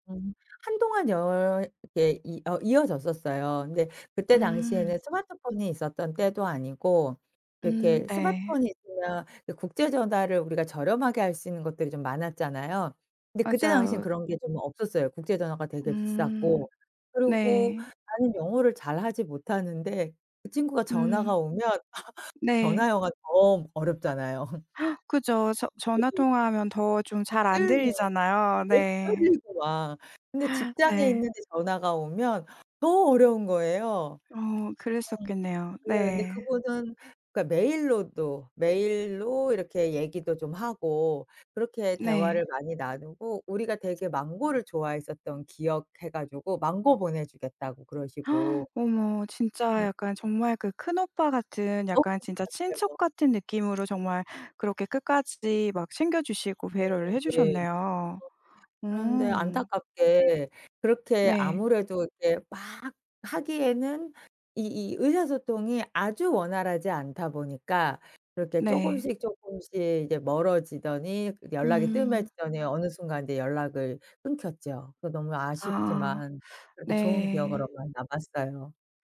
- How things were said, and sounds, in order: other background noise; laugh; laugh; gasp; gasp
- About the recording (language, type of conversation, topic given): Korean, podcast, 여행 중에 만난 친절한 사람에 대해 이야기해 주실 수 있나요?